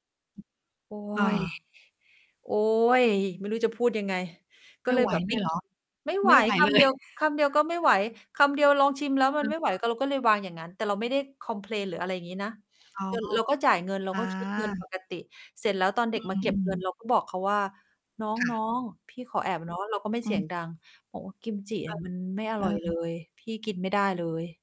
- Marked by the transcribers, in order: other background noise; distorted speech; laughing while speaking: "เลย"
- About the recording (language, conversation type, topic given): Thai, unstructured, คุณคิดอย่างไรกับการโกหกเพื่อปกป้องความรู้สึกของคนอื่น?